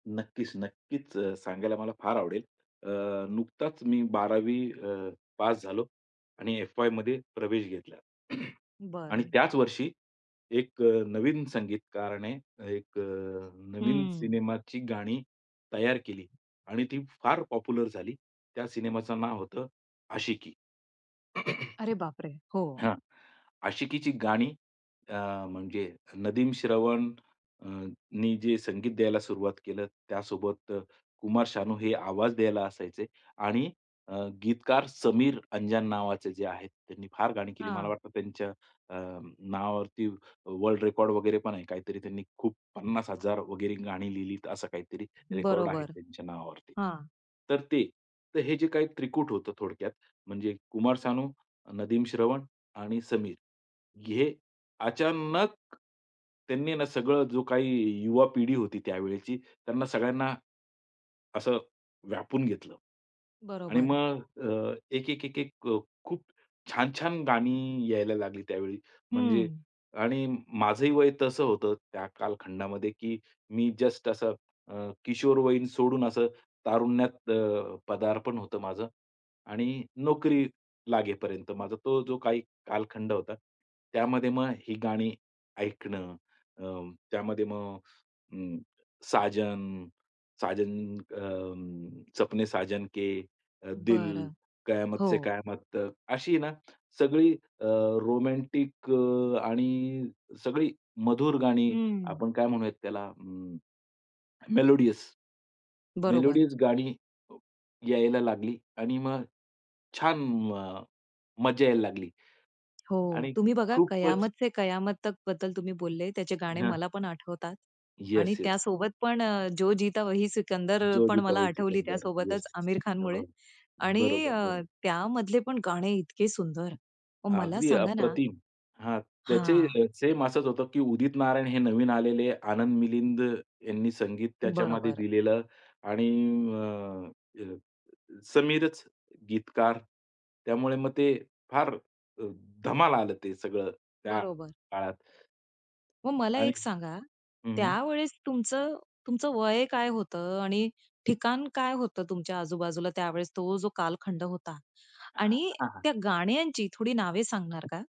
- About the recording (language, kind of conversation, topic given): Marathi, podcast, तुमच्या आयुष्यातला कोणता कालखंड कोणत्या संगीतामुळे ठळकपणे आठवतो आणि त्या काळाची ओळख त्यातूनच कशी ठरली?
- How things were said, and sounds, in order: throat clearing; other background noise; throat clearing; tapping; other noise; stressed: "अचानक"; in English: "मेलोडियस, मेलोडीज"; stressed: "धमाल"